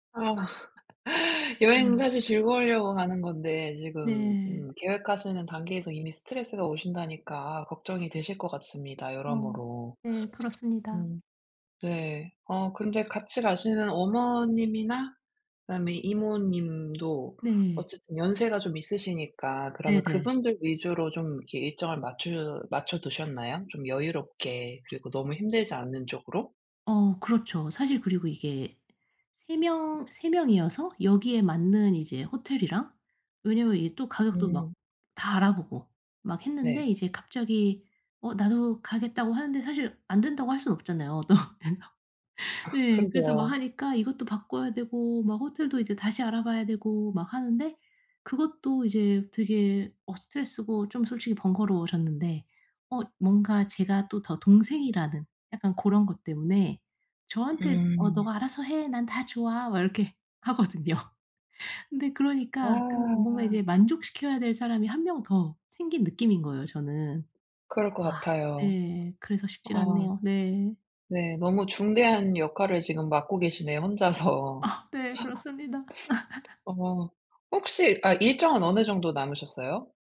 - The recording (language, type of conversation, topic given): Korean, advice, 여행 일정이 변경됐을 때 스트레스를 어떻게 줄일 수 있나요?
- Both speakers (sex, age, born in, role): female, 35-39, South Korea, user; female, 40-44, South Korea, advisor
- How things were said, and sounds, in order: sigh; tapping; other background noise; laughing while speaking: "또. 그래서"; laughing while speaking: "하거든요"; laughing while speaking: "혼자서"; laugh